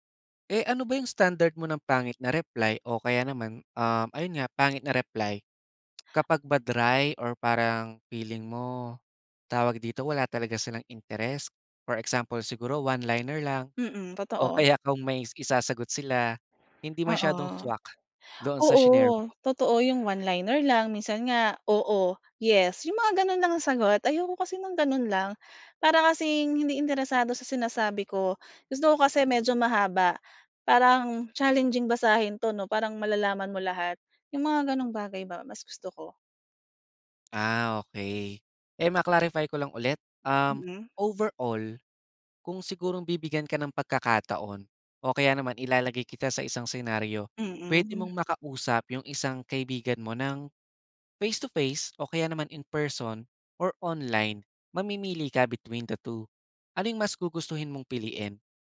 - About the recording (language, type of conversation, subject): Filipino, podcast, Mas madali ka bang magbahagi ng nararamdaman online kaysa kapag kaharap nang personal?
- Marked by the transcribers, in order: tapping; other background noise; wind